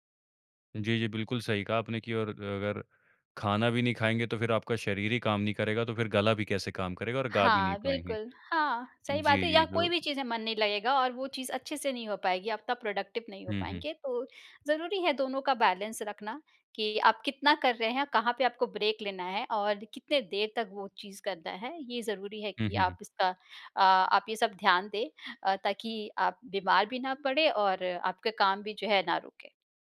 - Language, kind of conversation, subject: Hindi, podcast, आप कैसे पहचानते हैं कि आप गहरे फ्लो में हैं?
- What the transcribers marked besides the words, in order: in English: "एक्टिविटी"; in English: "बैलेंस"; in English: "ब्रेक"